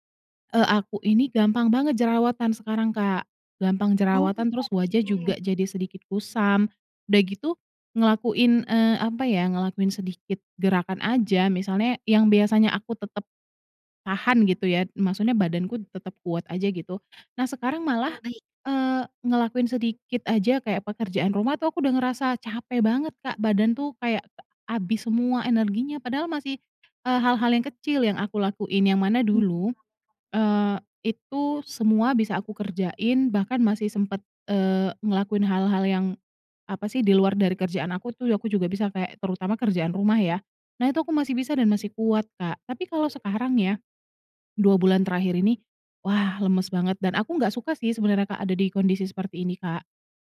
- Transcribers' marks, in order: other background noise; unintelligible speech
- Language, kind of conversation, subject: Indonesian, advice, Bagaimana cara mengatasi rasa lelah dan hilang motivasi untuk merawat diri?